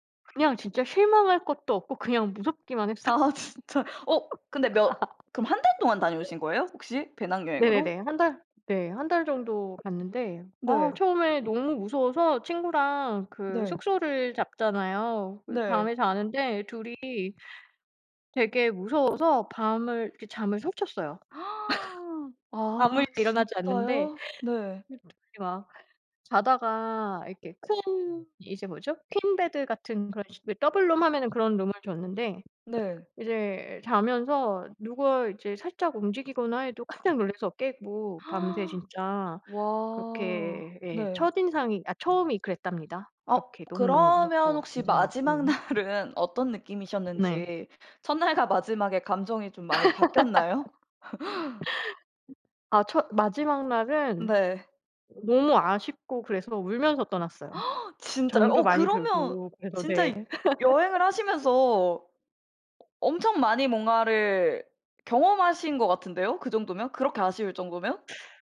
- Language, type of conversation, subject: Korean, podcast, 여행이 당신의 삶에 어떤 영향을 주었다고 느끼시나요?
- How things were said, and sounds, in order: laughing while speaking: "아 진짜"; laughing while speaking: "했어요"; laugh; tapping; other background noise; gasp; laugh; gasp; laughing while speaking: "날은"; laugh; gasp; laugh